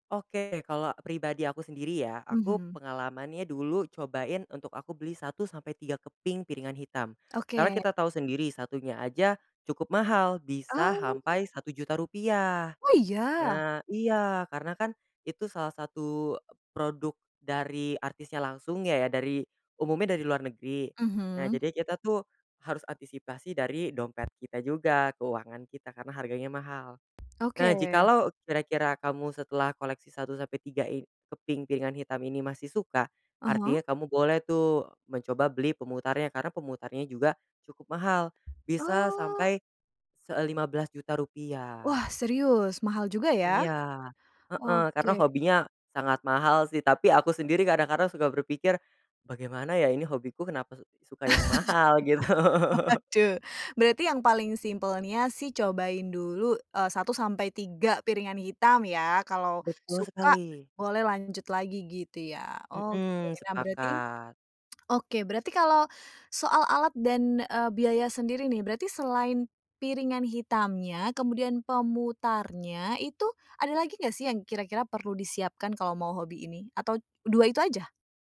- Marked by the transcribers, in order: "sampai" said as "hampai"; tapping; laugh; laughing while speaking: "Waduh"; laughing while speaking: "gitu"; tsk
- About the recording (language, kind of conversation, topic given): Indonesian, podcast, Apa saja tips sederhana untuk pemula yang ingin mencoba hobi ini?